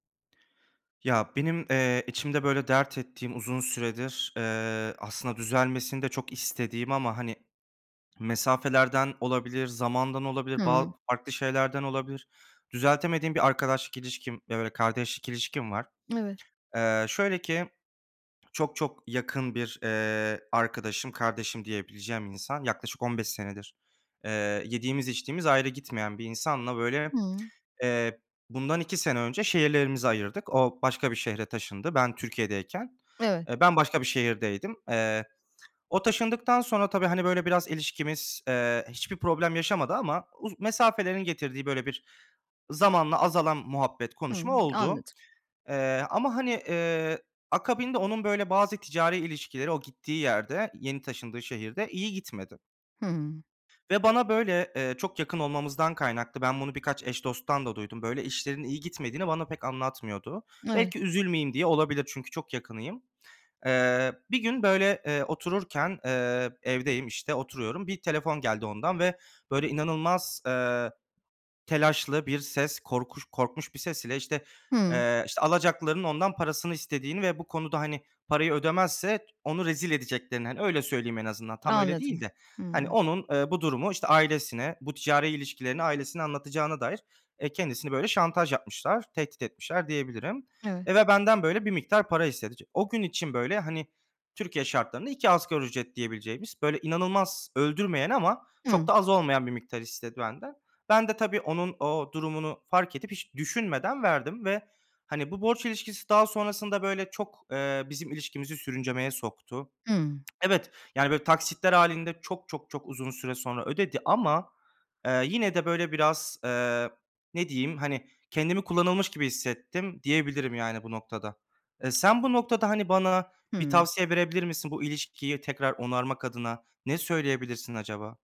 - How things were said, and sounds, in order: swallow; unintelligible speech; other background noise; other noise; tapping
- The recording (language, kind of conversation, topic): Turkish, advice, Borçlar hakkında yargılamadan ve incitmeden nasıl konuşabiliriz?